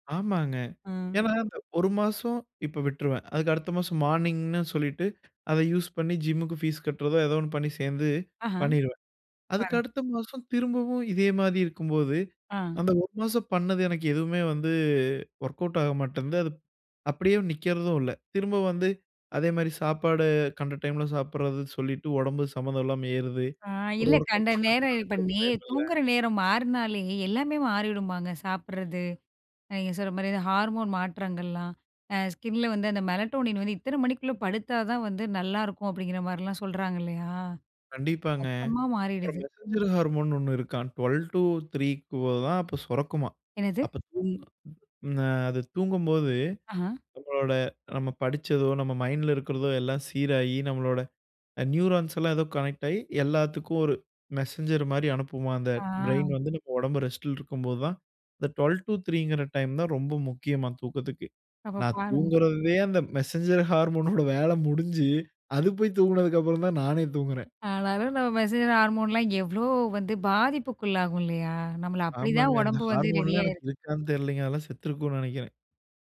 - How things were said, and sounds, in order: tapping; other background noise; in English: "மார்னிங்னு"; in English: "யூஸ்"; in another language: "ஜிம்முக்கு ஃபீஸ்"; in English: "ஒர்க் அவுட்"; in English: "டைமில"; in English: "ஒர்க் அவுட்"; in English: "ஹார்மோன்"; in English: "ஸ்கின்ல"; in English: "மெலடோனின்"; in English: "மெசெஞ்சர் ஹார்மோன்னு"; in English: "டவெல்வ் டு த்ரீக்குள்ள"; in English: "மைண்ட்ல"; in English: "நியூரான்ஸ்"; in English: "கனெக்ட்"; in English: "மெசெஞ்சர்"; in English: "ப்ரெயின்"; in English: "ரெஸ்ட்டில"; in English: "டவெல்வ் டு த்ரீங்கிற டைம்தா"; laughing while speaking: "மெசெஞ்சர் ஹார்மோனோட வேலை முடிஞ்சி, அது போய் தூங்குனதுக்கு அப்பறம்தா நானே தூங்குறன்"; in English: "மெசெஞ்சர் ஹார்மோனோட"; laughing while speaking: "ஆனாலும், நம்ம மெசெஞ்சர் ஹார்மோன்லாம் எவ்வளோ வந்து"; in English: "மெசெஞ்சர் ஹார்மோன்லாம்"; in English: "ஹார்மோன்லாம்"
- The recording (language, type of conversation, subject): Tamil, podcast, தினசரி தூக்கம் உங்கள் மனநிலையை எவ்வாறு பாதிக்கிறது?